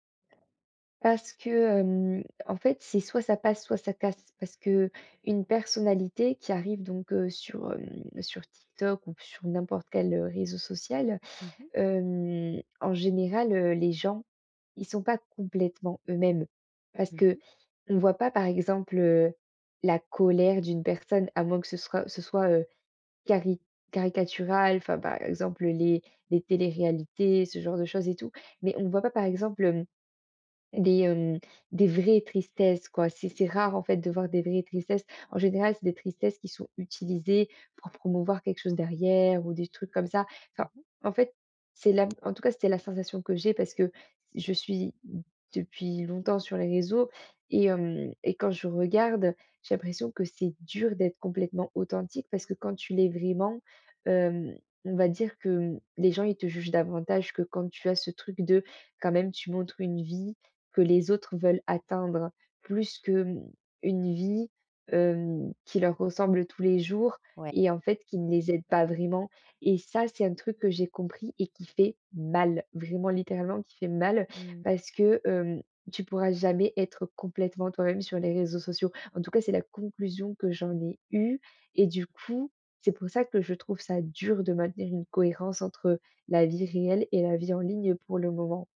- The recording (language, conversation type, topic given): French, advice, Comment puis-je rester fidèle à moi-même entre ma vie réelle et ma vie en ligne ?
- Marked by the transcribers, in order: other background noise; tapping; stressed: "mal"